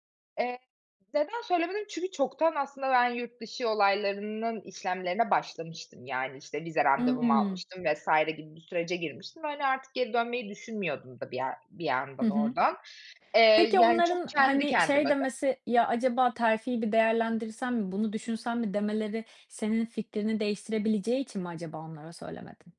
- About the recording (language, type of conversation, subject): Turkish, podcast, Kariyerinde dönüm noktası olan bir anını anlatır mısın?
- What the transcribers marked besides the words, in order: none